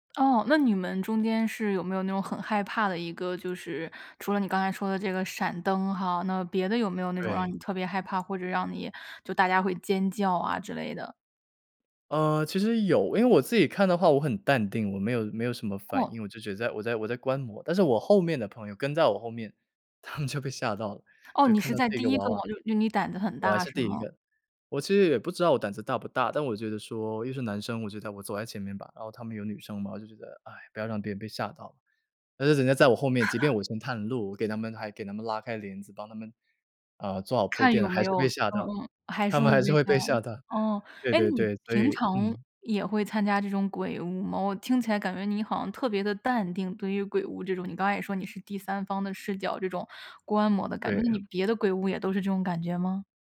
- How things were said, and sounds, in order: laughing while speaking: "他们就被吓到了"; chuckle
- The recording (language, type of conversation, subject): Chinese, podcast, 有没有哪次当地节庆让你特别印象深刻？